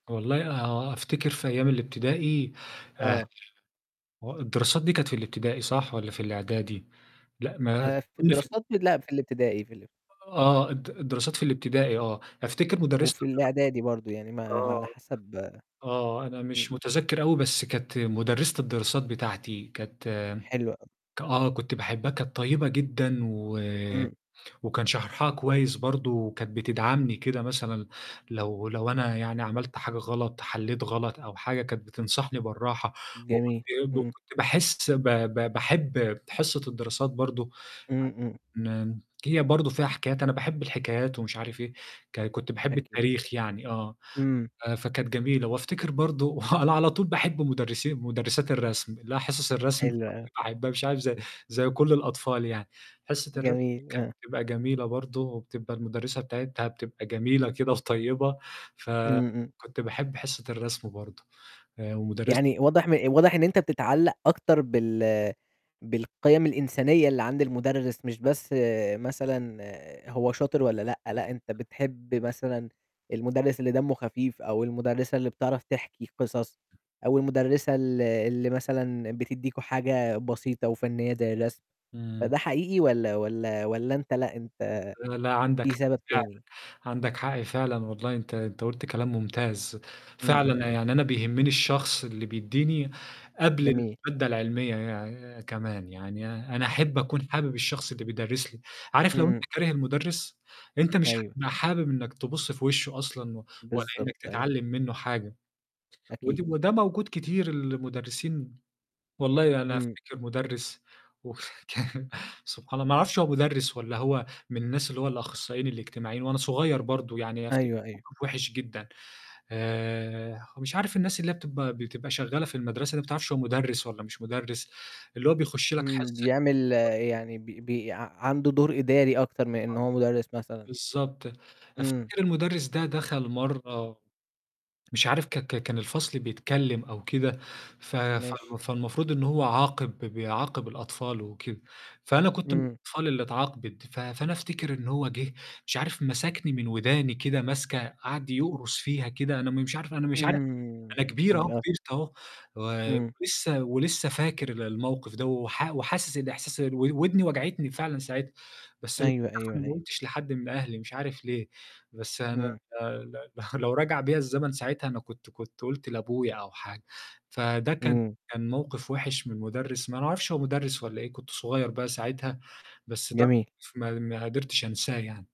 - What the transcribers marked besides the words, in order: static; unintelligible speech; "شرحها" said as "شحرحها"; chuckle; tapping; unintelligible speech; laughing while speaking: "وه كان"; other noise; unintelligible speech; chuckle
- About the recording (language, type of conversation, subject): Arabic, podcast, مين كان المدرّس اللي بتحبه أكتر؟ وليه؟